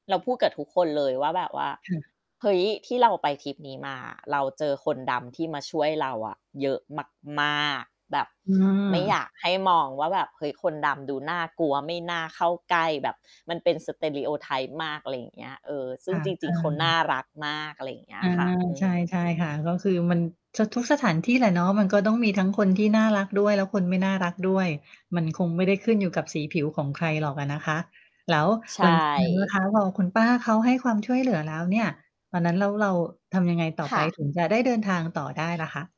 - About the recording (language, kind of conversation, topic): Thai, podcast, มีใครเคยช่วยคุณตอนเจอปัญหาระหว่างเดินทางบ้างไหม?
- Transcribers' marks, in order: distorted speech; in English: "Stereotype"